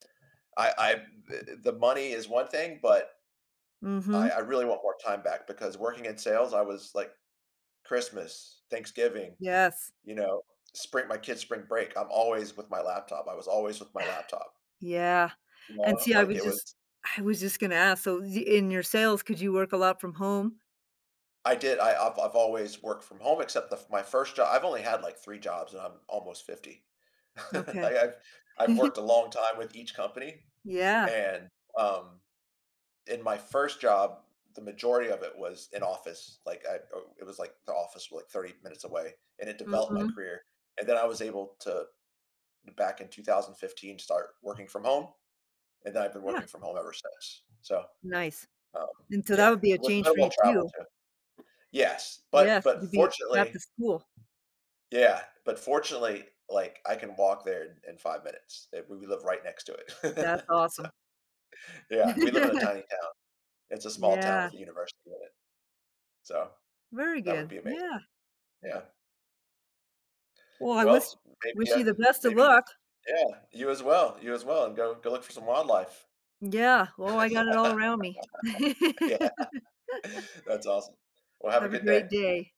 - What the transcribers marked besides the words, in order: tapping; other background noise; sigh; chuckle; laugh; laugh; laugh; laughing while speaking: "Yeah"; laugh
- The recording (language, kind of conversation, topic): English, unstructured, How do you think exploring a different career path could impact your life?